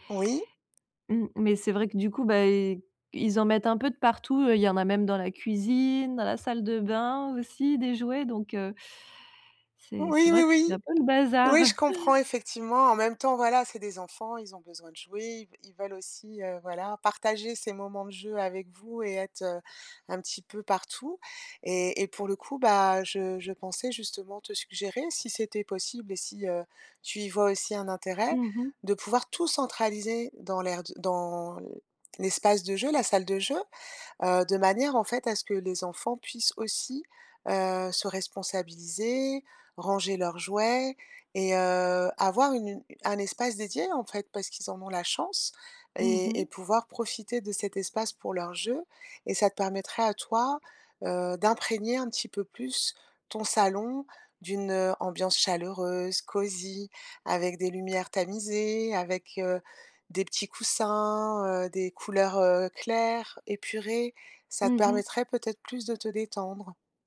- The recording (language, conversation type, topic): French, advice, Comment puis-je créer une ambiance relaxante chez moi ?
- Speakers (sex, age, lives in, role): female, 35-39, France, user; female, 50-54, France, advisor
- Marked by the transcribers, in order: other background noise; stressed: "bazar"